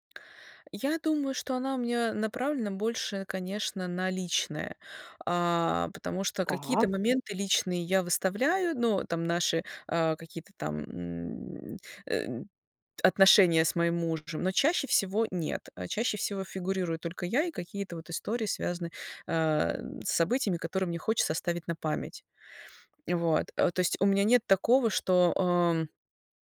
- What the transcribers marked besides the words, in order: none
- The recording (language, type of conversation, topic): Russian, podcast, Как вы превращаете личный опыт в историю?